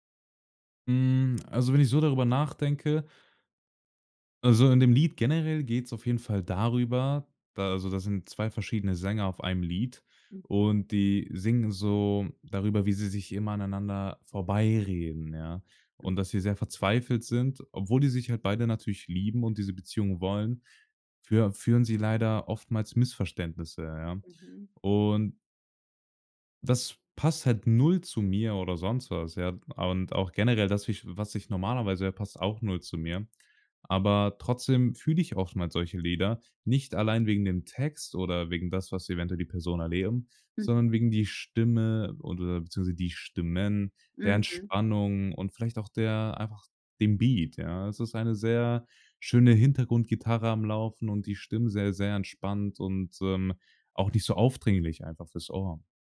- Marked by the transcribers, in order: none
- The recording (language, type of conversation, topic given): German, podcast, Wie haben soziale Medien die Art verändert, wie du neue Musik entdeckst?